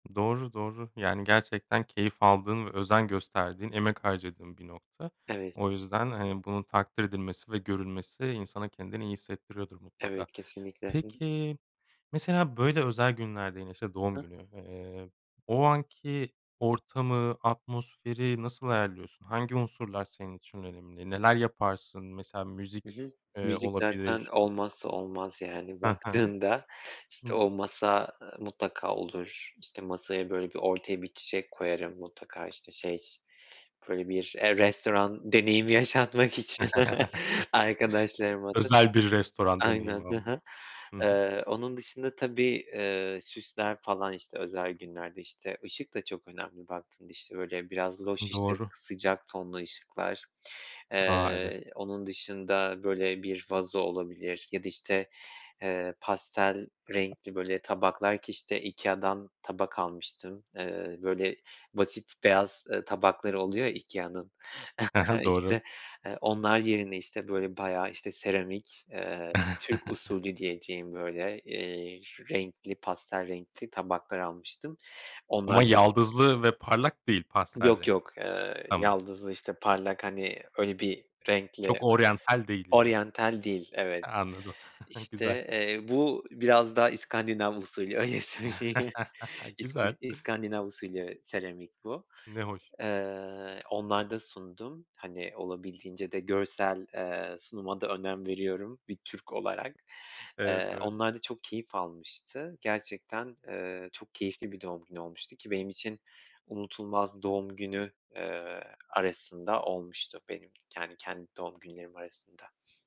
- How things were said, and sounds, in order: tapping; other background noise; chuckle; chuckle; chuckle; unintelligible speech; chuckle; laughing while speaking: "söyleyeyim"; chuckle
- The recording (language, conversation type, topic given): Turkish, podcast, Ev yemeğiyle bir doğum gününü nasıl daha özel hâle getirebilirsiniz?